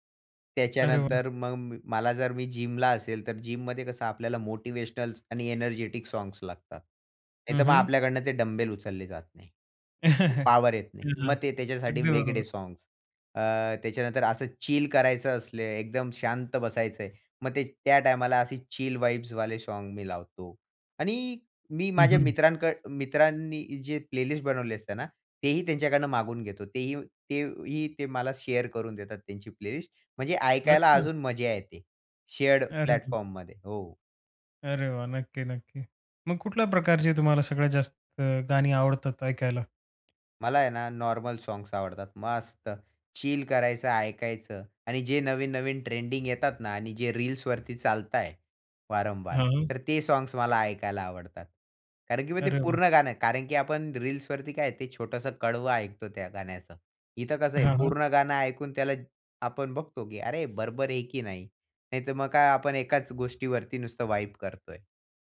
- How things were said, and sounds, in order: in English: "जिमला"; in English: "जिममध्ये"; in English: "मोटिव्हेशनल"; other background noise; in English: "एनर्जेटिक साँग्स"; chuckle; unintelligible speech; in English: "साँग्स"; in English: "चिल वाइब्सवाले साँग"; in English: "प्लेलिस्ट"; in English: "शेअर"; in English: "प्लेलिस्ट"; in English: "शेअर्ड प्लॅटफॉर्ममध्ये"; tapping; in English: "साँग्स"; in English: "ट्रेंडिंग"; in English: "साँग्स"; other noise; in English: "वाइब"
- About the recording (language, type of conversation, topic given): Marathi, podcast, मोबाईल आणि स्ट्रीमिंगमुळे संगीत ऐकण्याची सवय कशी बदलली?